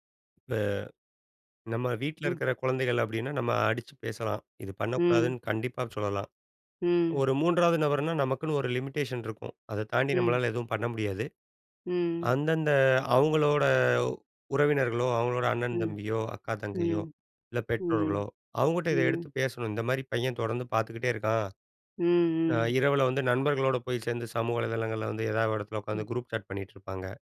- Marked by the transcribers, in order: tapping; in English: "லிமிட்டேஷன்"; in English: "குரூப் சாட்"
- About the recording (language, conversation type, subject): Tamil, podcast, உங்கள் அன்புக்குரியவர் கைப்பேசியை மிகையாகப் பயன்படுத்தி அடிமையாகி வருகிறார் என்று தோன்றினால், நீங்கள் என்ன செய்வீர்கள்?